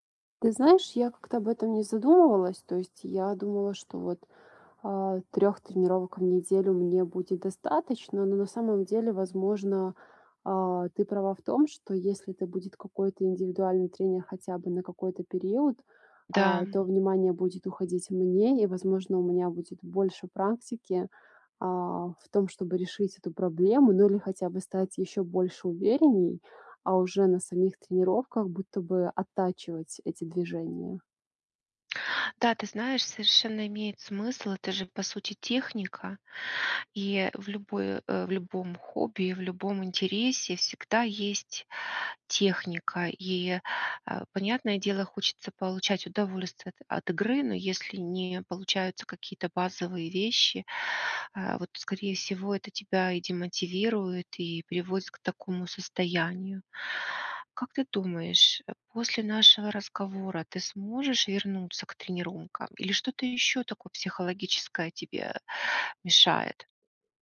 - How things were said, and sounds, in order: tapping; "тренировкам" said as "тренирункам"
- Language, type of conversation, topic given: Russian, advice, Почему я потерял(а) интерес к занятиям, которые раньше любил(а)?
- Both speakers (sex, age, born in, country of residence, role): female, 30-34, Belarus, Italy, user; female, 50-54, Ukraine, United States, advisor